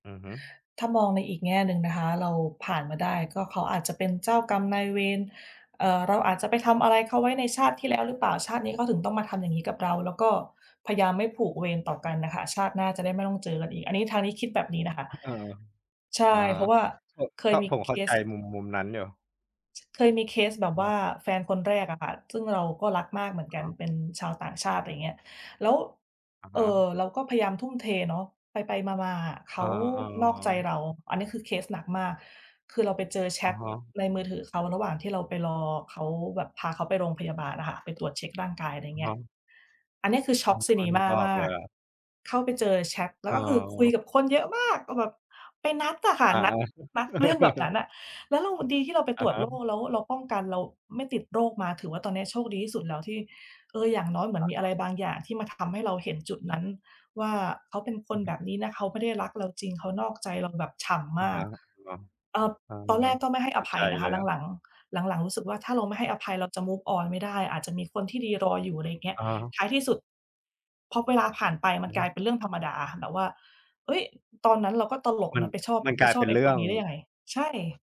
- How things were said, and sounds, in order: chuckle; in English: "move on"
- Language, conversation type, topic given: Thai, unstructured, คุณคิดว่าการให้อภัยส่งผลต่อชีวิตของเราอย่างไร?